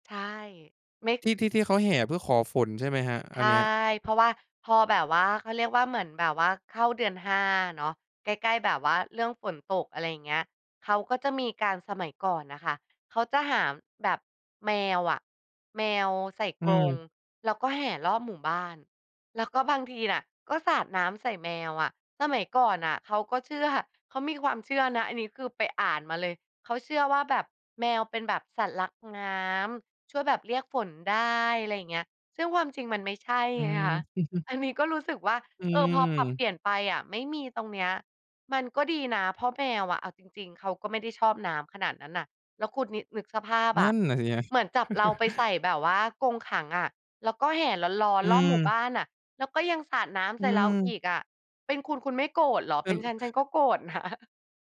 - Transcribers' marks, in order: chuckle; chuckle; laughing while speaking: "นะ"
- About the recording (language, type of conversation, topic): Thai, podcast, ประเพณีไทยมักผูกโยงกับฤดูกาลใดบ้าง?